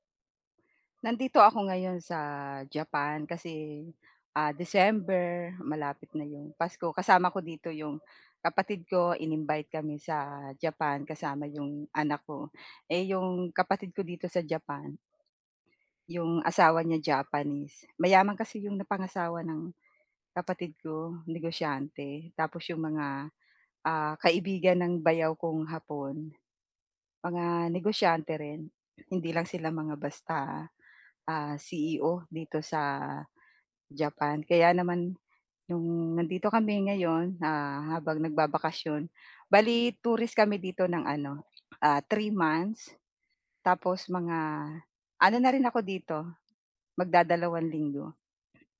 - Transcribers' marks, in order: dog barking
- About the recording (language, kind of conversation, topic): Filipino, advice, Paano ko haharapin ang presyur ng ibang tao tungkol sa pagkain?